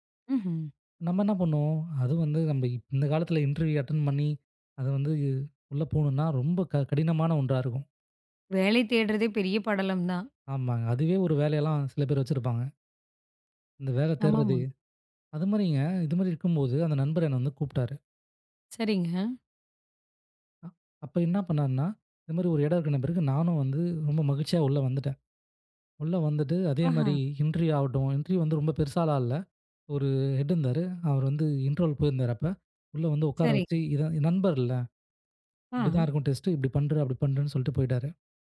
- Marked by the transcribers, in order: in English: "இன்டர்வியூ அட்டென்ட்"; in English: "இன்டர்வியூ"; in English: "இன்டர்வியூ"; in English: "ஹெட்"; in English: "இன்டர்வல்"; in English: "டெஸ்ட்"
- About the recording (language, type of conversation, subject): Tamil, podcast, சிக்கலில் இருந்து உங்களை காப்பாற்றிய ஒருவரைப் பற்றி சொல்ல முடியுமா?